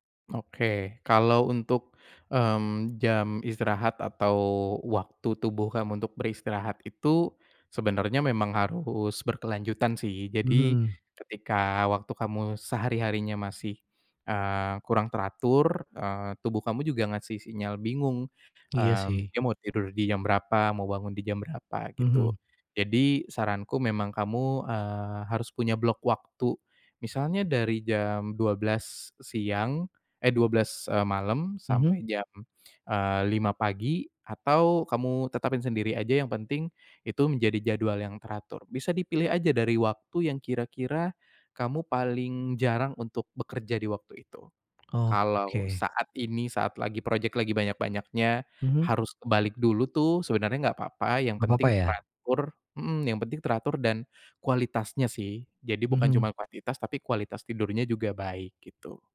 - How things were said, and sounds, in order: none
- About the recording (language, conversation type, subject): Indonesian, advice, Bagaimana cara menemukan keseimbangan yang sehat antara pekerjaan dan waktu istirahat setiap hari?